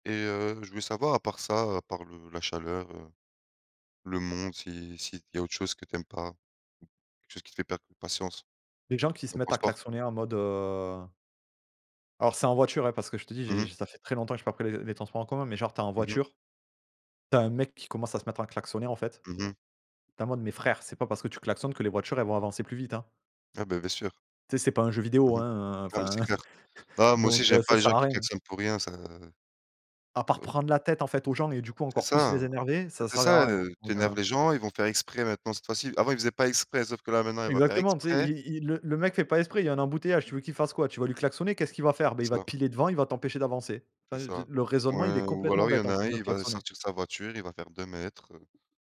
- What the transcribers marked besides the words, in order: laugh; other noise
- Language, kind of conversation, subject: French, unstructured, Qu’est-ce qui te fait perdre patience dans les transports ?